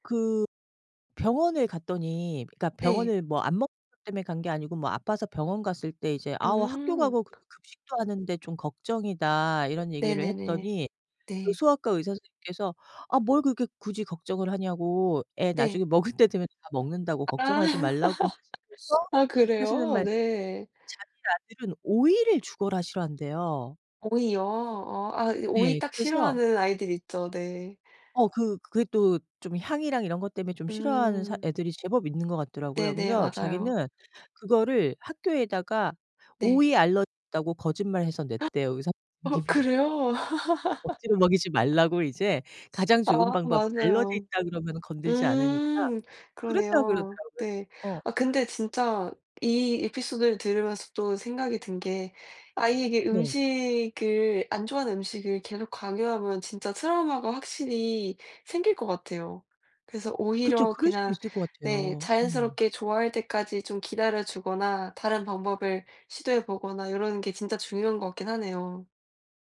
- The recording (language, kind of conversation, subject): Korean, unstructured, 아이들에게 음식 취향을 강요해도 될까요?
- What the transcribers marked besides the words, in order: other background noise; laughing while speaking: "먹을 때"; laughing while speaking: "아"; laugh; tapping; gasp; laughing while speaking: "선생님이"; laugh